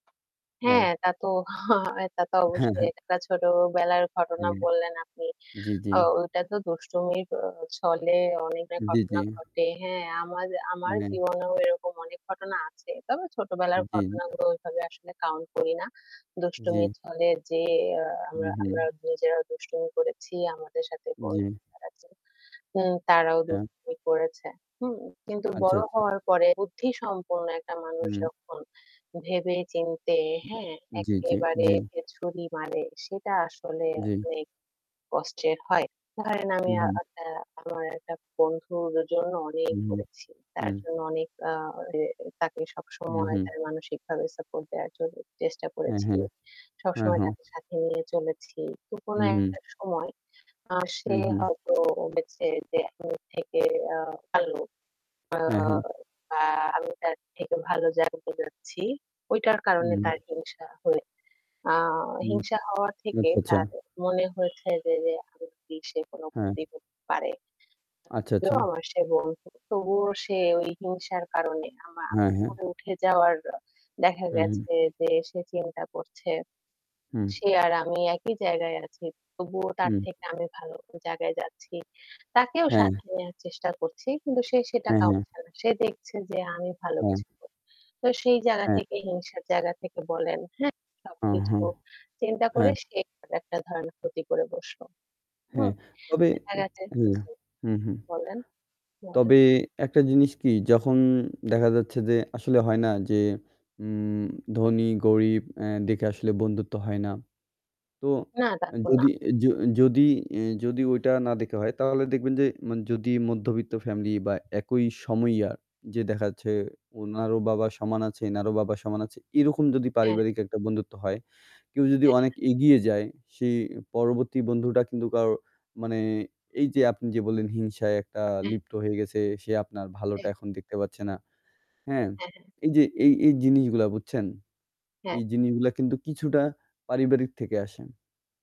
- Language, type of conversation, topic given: Bengali, unstructured, বন্ধুত্বে আপনি কি কখনো বিশ্বাসঘাতকতার শিকার হয়েছেন, আর তা আপনার জীবনে কী প্রভাব ফেলেছে?
- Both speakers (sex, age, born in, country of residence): female, 55-59, Bangladesh, Bangladesh; male, 20-24, Bangladesh, Bangladesh
- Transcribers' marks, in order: static; chuckle; laughing while speaking: "হ্যাঁ, হ্যাঁ"; distorted speech; unintelligible speech; horn; unintelligible speech